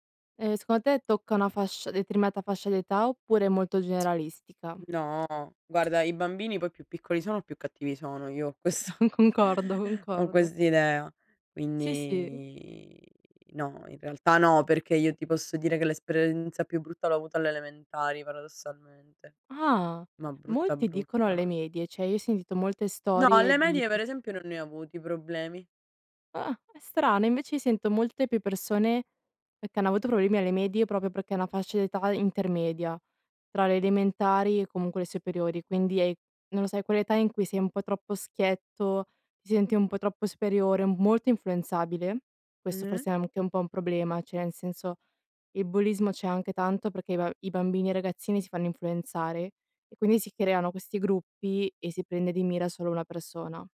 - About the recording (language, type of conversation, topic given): Italian, unstructured, Come si può combattere il bullismo nelle scuole?
- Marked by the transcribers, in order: "secondo" said as "secono"; "determinata" said as "detrimata"; tsk; tapping; laughing while speaking: "quessa"; "questa" said as "quessa"; laughing while speaking: "con concordo"; "esperienza" said as "esperenza"; "Cioè" said as "ceh"; unintelligible speech; "proprio" said as "propo"; "anche" said as "amche"; "cioè" said as "ceh"